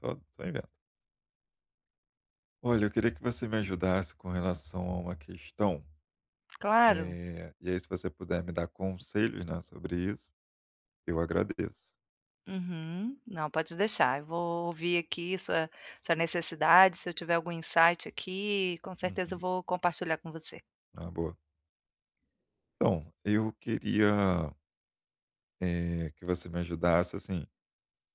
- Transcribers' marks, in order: other background noise; tapping; in English: "insight"
- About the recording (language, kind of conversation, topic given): Portuguese, advice, Como posso avaliar o valor real de um produto antes de comprá-lo?
- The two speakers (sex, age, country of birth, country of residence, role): female, 45-49, Brazil, Portugal, advisor; male, 35-39, Brazil, Germany, user